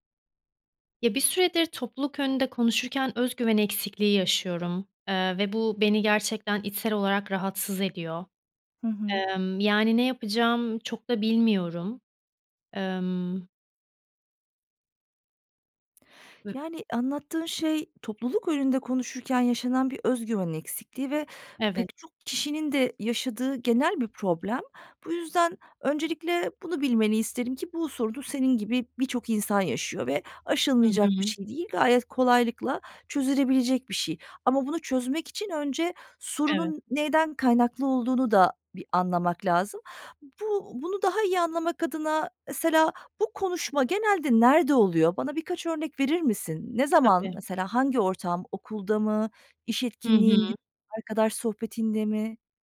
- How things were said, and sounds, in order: tapping
- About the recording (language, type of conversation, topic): Turkish, advice, Topluluk önünde konuşurken neden özgüven eksikliği yaşıyorum?